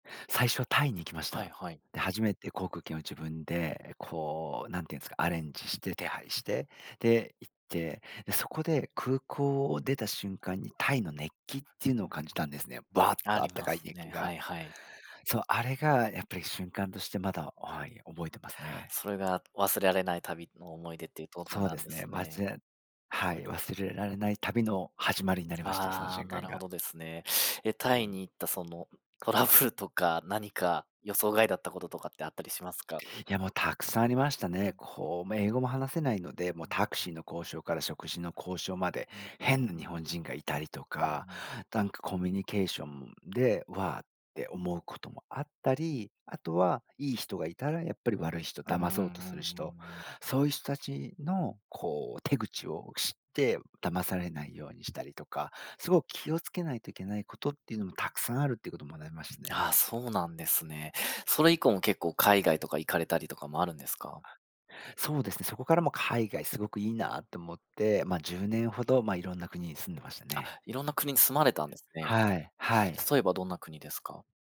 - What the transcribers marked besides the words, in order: unintelligible speech; "とこ" said as "とと"; "なんか" said as "だんか"; tapping
- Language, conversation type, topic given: Japanese, podcast, 一番忘れられない旅の思い出を教えてくれますか？
- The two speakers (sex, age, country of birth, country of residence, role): male, 35-39, Japan, Malaysia, host; male, 40-44, Japan, Japan, guest